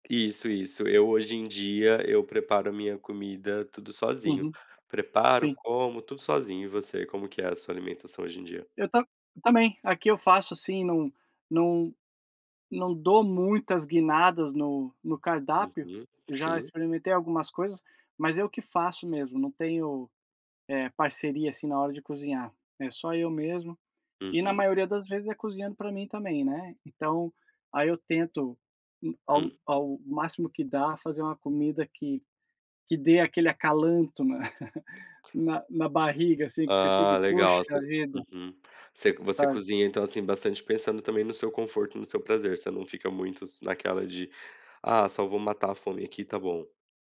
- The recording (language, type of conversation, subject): Portuguese, unstructured, Qual comida simples te traz mais conforto?
- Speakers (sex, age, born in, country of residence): male, 30-34, Brazil, Portugal; male, 40-44, Brazil, United States
- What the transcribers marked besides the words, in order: chuckle; tapping